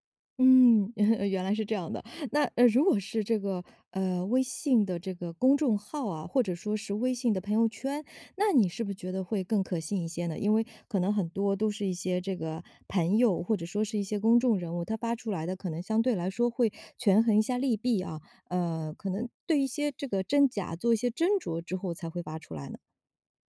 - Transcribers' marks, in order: none
- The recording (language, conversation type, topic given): Chinese, podcast, 在网上如何用文字让人感觉真实可信？